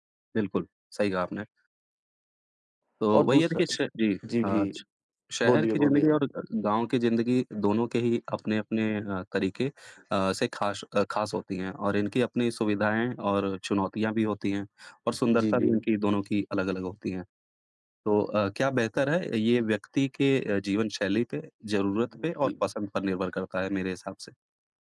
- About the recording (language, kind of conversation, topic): Hindi, unstructured, आपके विचार में शहर की जिंदगी और गांव की शांति में से कौन बेहतर है?
- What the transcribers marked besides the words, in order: tapping; other noise